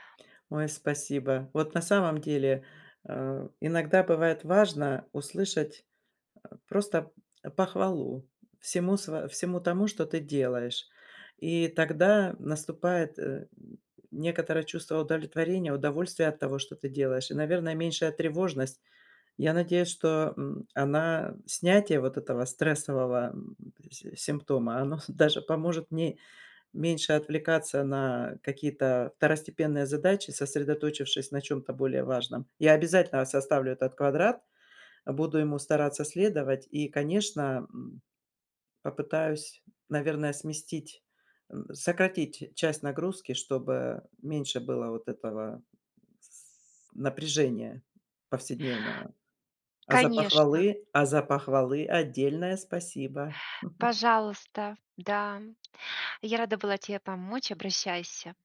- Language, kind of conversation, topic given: Russian, advice, Как планировать рабочие блоки, чтобы дольше сохранять концентрацию?
- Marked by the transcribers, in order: other background noise; tapping; chuckle